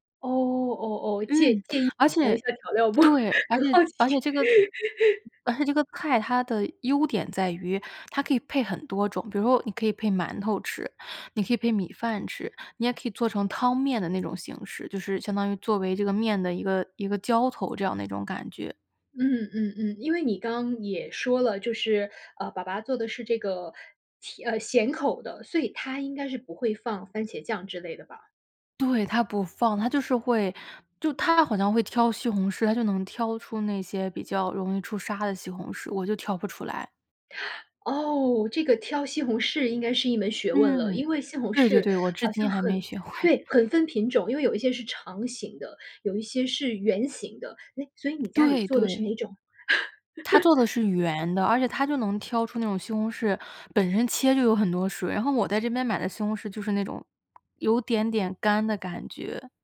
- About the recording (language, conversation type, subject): Chinese, podcast, 小时候哪道菜最能让你安心？
- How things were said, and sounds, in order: laughing while speaking: "不？很好奇"; laugh; laughing while speaking: "会"; tapping; laugh; other background noise